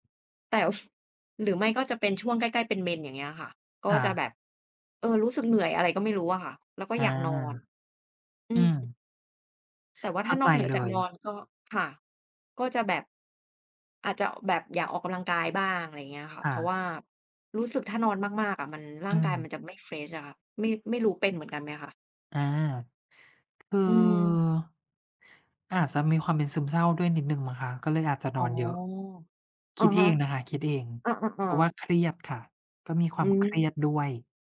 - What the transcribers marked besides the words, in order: laughing while speaking: "แต่ว"; "แต่" said as "แต่ว"; other background noise; in English: "เฟรช"; tapping
- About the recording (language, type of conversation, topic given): Thai, unstructured, คุณชอบทำอะไรในเวลาว่างมากที่สุด?